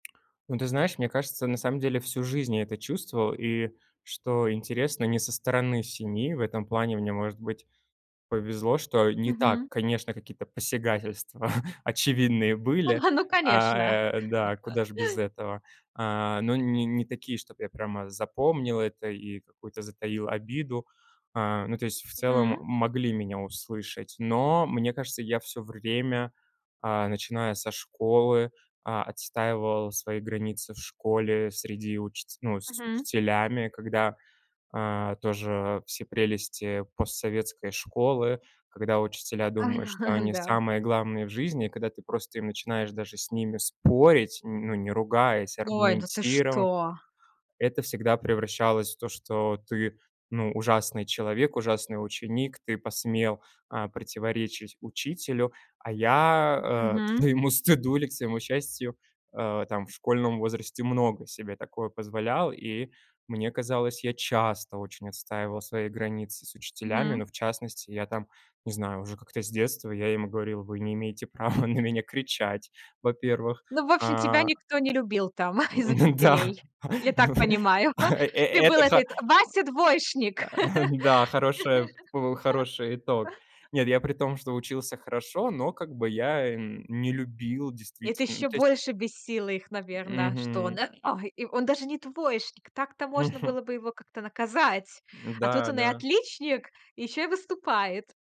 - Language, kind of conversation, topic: Russian, podcast, Как вы реагируете, когда кто-то нарушает ваши личные границы?
- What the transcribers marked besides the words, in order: laughing while speaking: "А, ну конечно!"; chuckle; laugh; tapping; laugh; laughing while speaking: "к своему стыду"; laughing while speaking: "Ну да, э э это"; other background noise; laughing while speaking: "из учителей"; chuckle; laugh; chuckle